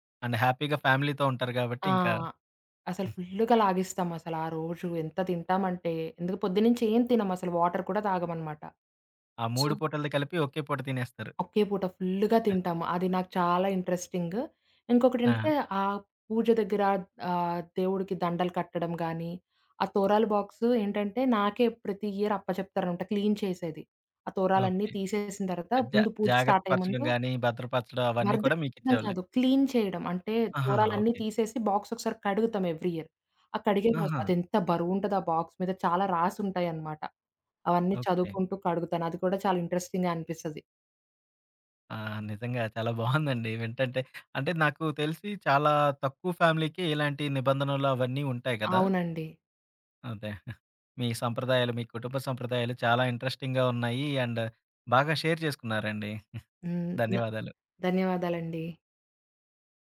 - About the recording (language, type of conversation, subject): Telugu, podcast, మీ కుటుంబ సంప్రదాయాల్లో మీకు అత్యంత ఇష్టమైన సంప్రదాయం ఏది?
- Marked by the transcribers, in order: in English: "అండ్ హ్యాపీగా ఫ్యామిలీతో"; giggle; in English: "వాటర్"; in English: "సో"; in English: "ఇంట్రెస్టింగ్"; in English: "ఇయర్"; in English: "క్లీన్"; in English: "క్లీన్"; in English: "బాక్స్"; in English: "ఎవ్రి ఇయర్"; in English: "బాక్స్"; in English: "ఇంట్రెస్టింగ్‌గా"; laughing while speaking: "బావుందండి"; in English: "ఫ్యామిలీకి"; giggle; in English: "ఇంట్రెస్టింగ్‌గా"; in English: "అండ్"; in English: "షేర్"; giggle